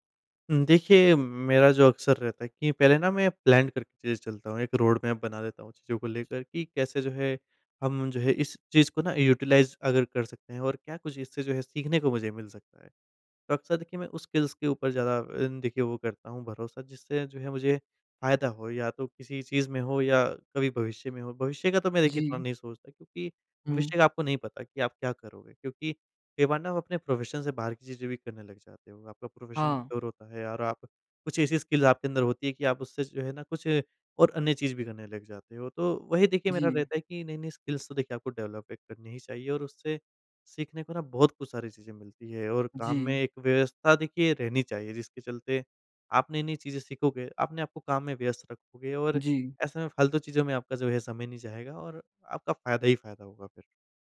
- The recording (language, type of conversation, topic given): Hindi, podcast, आप कोई नया कौशल सीखना कैसे शुरू करते हैं?
- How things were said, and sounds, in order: in English: "प्लान"; in English: "रोडमैप"; in English: "यूटिलाइज़"; in English: "स्किल्स"; in English: "प्रोफेशन"; in English: "प्रोफेशन"; in English: "स्किल्स"; in English: "स्किल्स"; in English: "डेवलप"